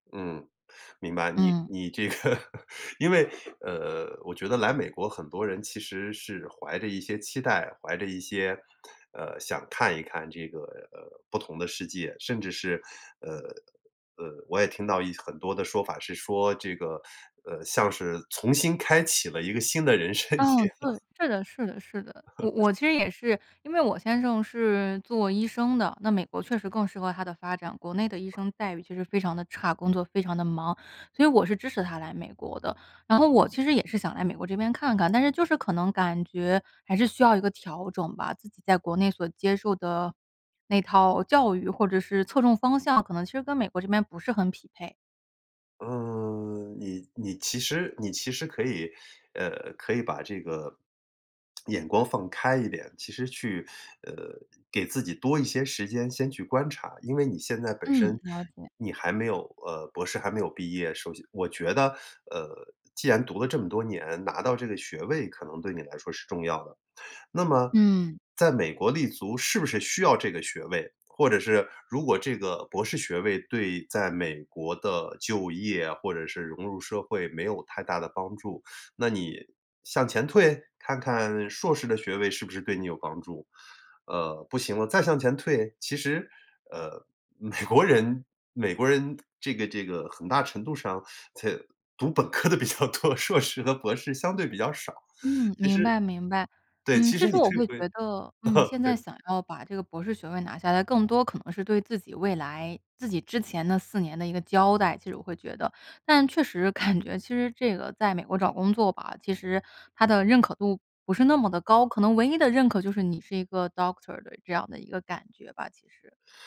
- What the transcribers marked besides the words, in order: laughing while speaking: "个"; laugh; "重新" said as "从新"; laughing while speaking: "去了"; chuckle; other background noise; laughing while speaking: "美国人"; laughing while speaking: "读本科的比较多"; laugh; laughing while speaking: "感觉"; in English: "Doctor"
- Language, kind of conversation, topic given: Chinese, advice, 夜里失眠时，我总会忍不住担心未来，怎么才能让自己平静下来不再胡思乱想？